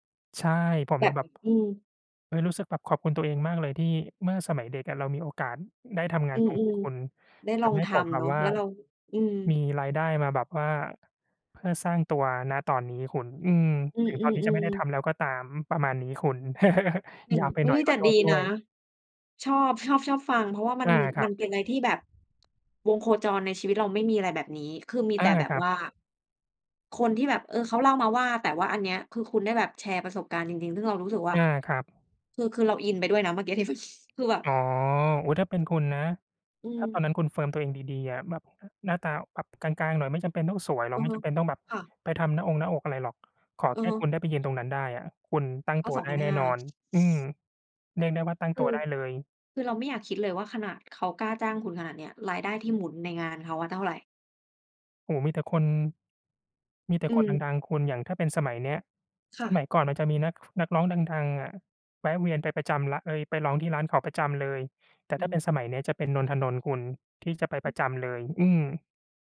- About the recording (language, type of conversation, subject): Thai, unstructured, คุณชอบงานแบบไหนมากที่สุดในชีวิตประจำวัน?
- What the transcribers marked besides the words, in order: chuckle; wind; chuckle; other background noise